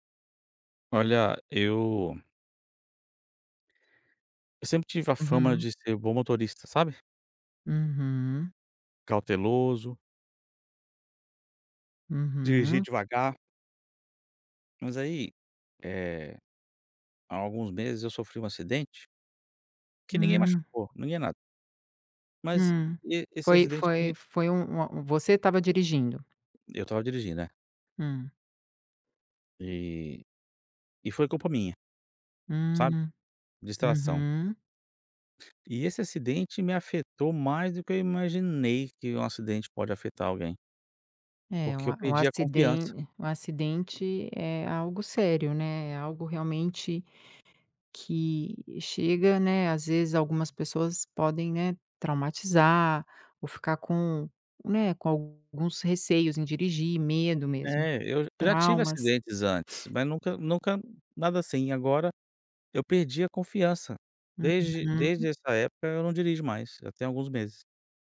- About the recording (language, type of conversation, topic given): Portuguese, advice, Como você se sentiu ao perder a confiança após um erro ou fracasso significativo?
- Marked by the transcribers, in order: tapping